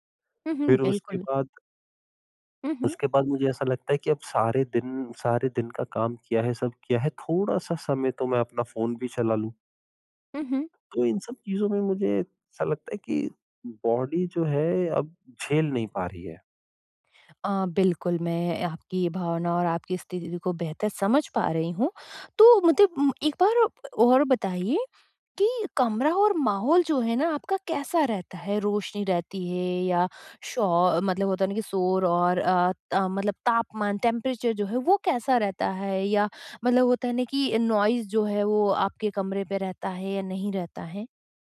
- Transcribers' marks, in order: in English: "बॉडी"; "मुझे" said as "मुते"; in English: "टेंपरेचर"; in English: "नॉइज़"
- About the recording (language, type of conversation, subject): Hindi, advice, सोने से पहले बेहतर नींद के लिए मैं शरीर और मन को कैसे शांत करूँ?